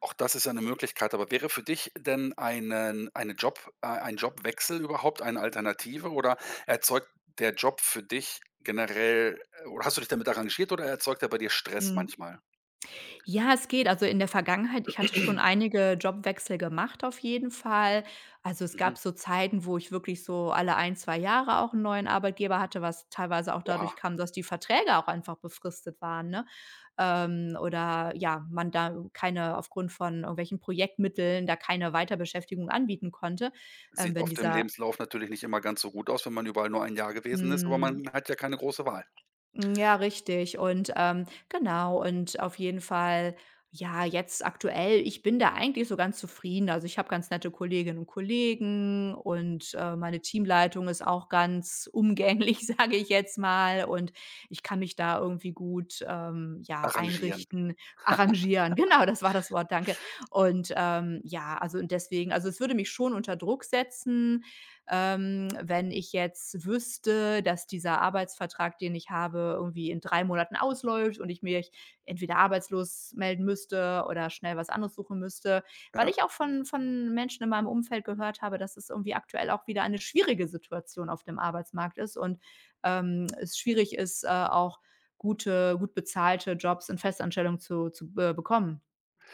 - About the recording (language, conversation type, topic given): German, podcast, Wie findest du in deinem Job eine gute Balance zwischen Arbeit und Privatleben?
- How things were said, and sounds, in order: throat clearing; other background noise; laughing while speaking: "umgänglich, sage ich"; laugh